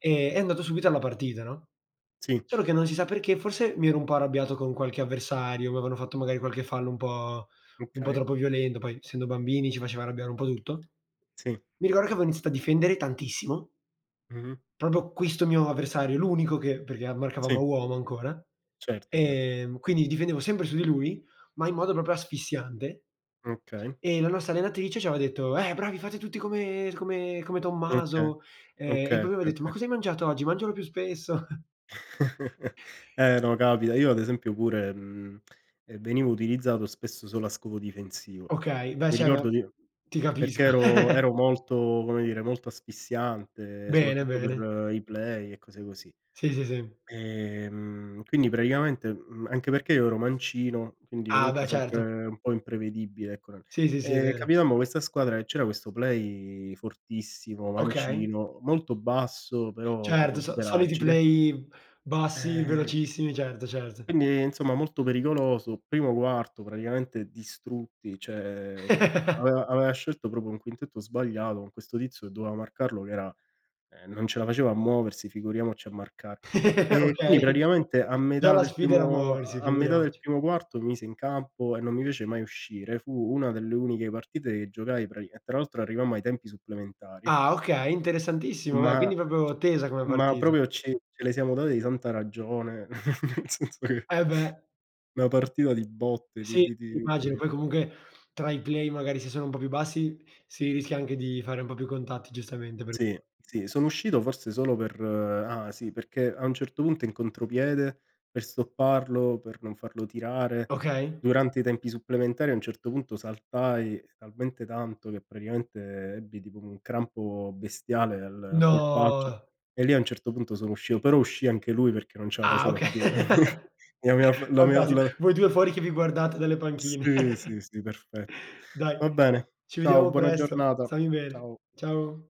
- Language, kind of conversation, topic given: Italian, unstructured, Hai un ricordo speciale legato a uno sport o a una gara?
- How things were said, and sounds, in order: tapping; "proprio" said as "propro"; put-on voice: "Eh bravi, fate tutti tutti come come come Tommaso"; chuckle; "cioè" said as "ceh"; chuckle; in English: "play"; in English: "play"; in English: "play"; laugh; "proprio" said as "propro"; laugh; other background noise; other noise; "proprio" said as "propio"; chuckle; laughing while speaking: "nel senso che"; "cioè" said as "ceh"; in English: "play"; in English: "stopparlo"; surprised: "No!"; "uscito" said as "uscio"; laugh; chuckle; chuckle